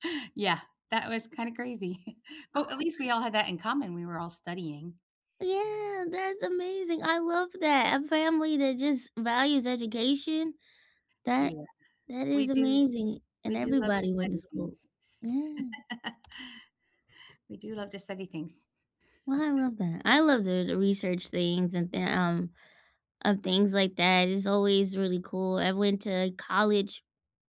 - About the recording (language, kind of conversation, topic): English, unstructured, What’s a challenge you faced, and how did you overcome it?
- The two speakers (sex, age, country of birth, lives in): female, 30-34, United States, United States; female, 60-64, United States, United States
- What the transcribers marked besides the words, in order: chuckle; unintelligible speech; other background noise; tapping; laugh; chuckle